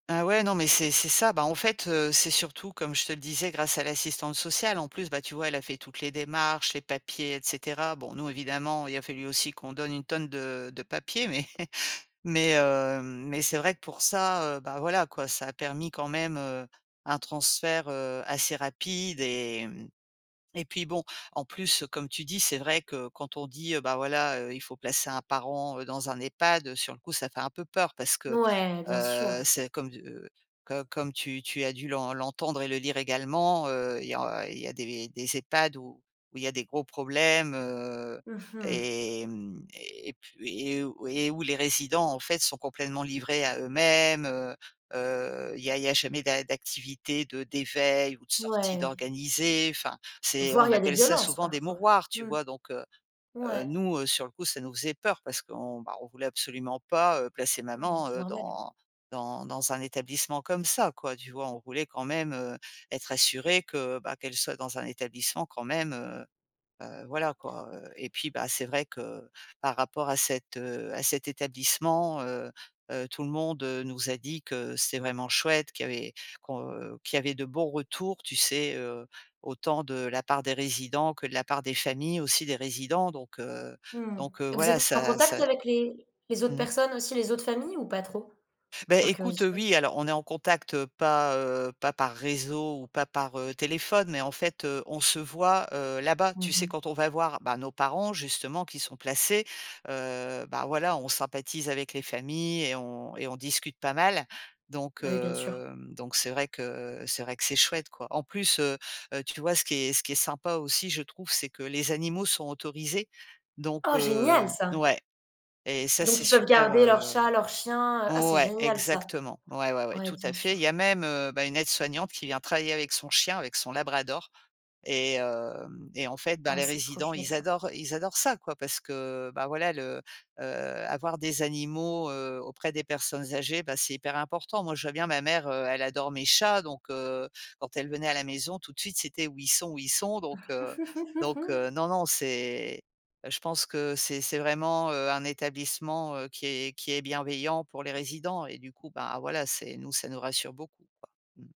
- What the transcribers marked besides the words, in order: chuckle; chuckle
- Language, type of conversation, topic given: French, advice, Comment gérer l’aide à apporter à des parents âgés lorsqu’il faut prendre des décisions rapidement ?